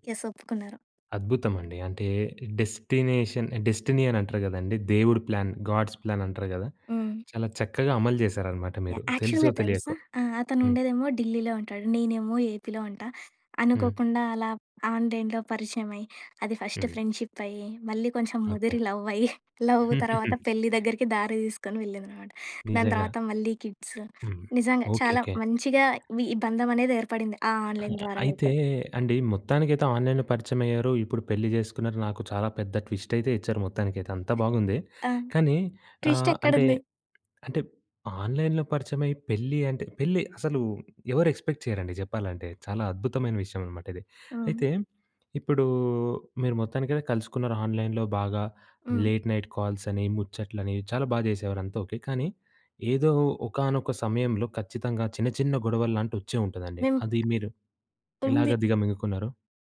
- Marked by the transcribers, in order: in English: "యస్"; other background noise; in English: "డెస్టినేషన్ డెస్టినీ"; in English: "ప్లాన్ గాడ్స్ ప్లాన్"; in English: "యాక్చువల్‌గా"; in English: "ఏపీలో"; in English: "ఆన్‍లైన్‍లో"; in English: "ఫస్ట్ ఫ్రెండ్‌షిప్"; in English: "లవ్"; in English: "లవ్"; laugh; tapping; in English: "ఆన్‍లైన్"; in English: "ఆన్‍లైన్‍లో"; in English: "ట్విస్ట్"; in English: "ట్విస్ట్"; in English: "ఆన్‍లైన్‍లో"; in English: "ఎక్స్‌పెక్ట్"; in English: "ఆన్‍లైన్‍లో"; in English: "లేట్ నైట్ కాల్స్"
- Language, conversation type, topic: Telugu, podcast, ఆన్‌లైన్ పరిచయాలను వాస్తవ సంబంధాలుగా ఎలా మార్చుకుంటారు?